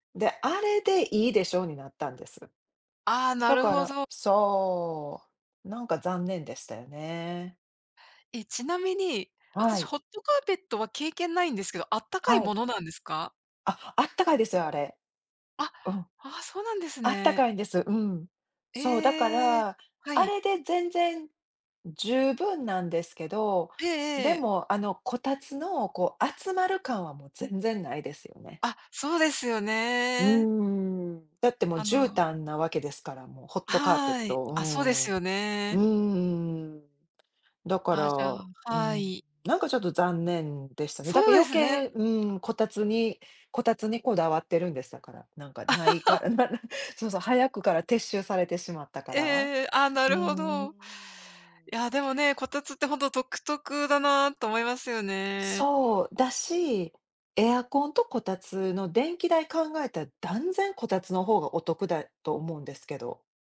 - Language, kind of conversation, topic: Japanese, unstructured, 冬の暖房にはエアコンとこたつのどちらが良いですか？
- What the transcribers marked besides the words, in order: laugh; laughing while speaking: "らな"